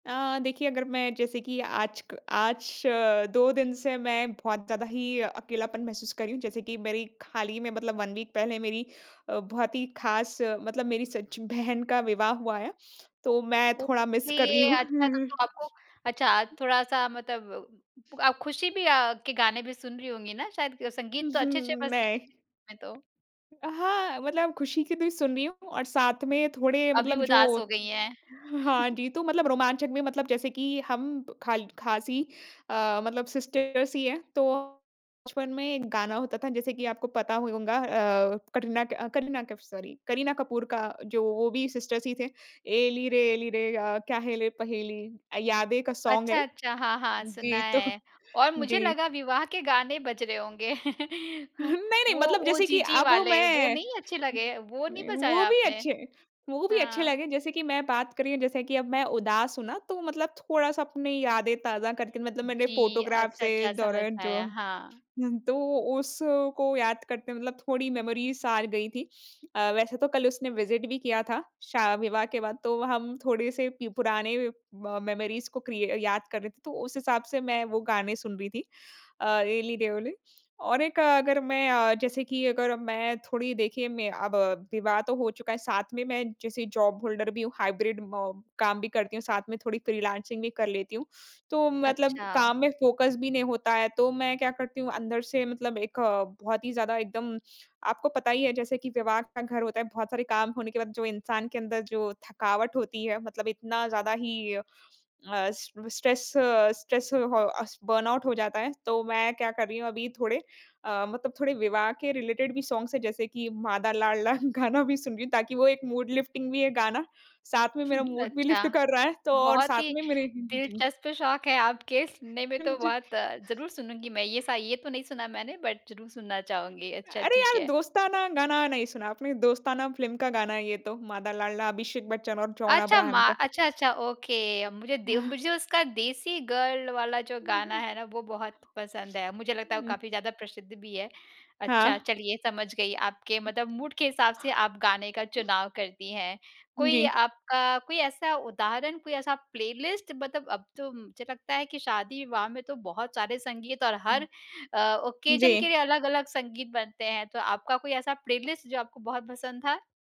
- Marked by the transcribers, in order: in English: "वन वीक"; in English: "ओके"; in English: "मिस"; chuckle; other background noise; chuckle; in English: "सिस्टर्स"; in English: "सॉरी"; in English: "सिस्टर्स"; in English: "सॉन्ग"; laughing while speaking: "तो"; chuckle; in English: "फ़ोटोग्राफ़"; in English: "मेमरीज़"; in English: "विज़िट"; in English: "म मेमरीज़"; in English: "जॉब होल्डर"; in English: "हाइब्रिड"; in English: "फ्रीलांसिंग"; in English: "फ़ोकस"; in English: "अस स्ट्रेस स्ट्रेस"; in English: "बर्नआउट"; in English: "रिलेटेड"; in English: "सॉन्ग्स"; laughing while speaking: "गाना"; in English: "मूड लिफ्टिंग"; in English: "मूड"; chuckle; in English: "लिफ्ट"; laughing while speaking: "हाँ"; in English: "बट"; in English: "ओके"; in English: "मूड"; in English: "प्लेलिस्ट"; in English: "ओकेज़न"; in English: "प्लेलिस्ट"
- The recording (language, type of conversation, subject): Hindi, podcast, संगीत चुनते समय आपका मूड आपके चुनाव को कैसे प्रभावित करता है?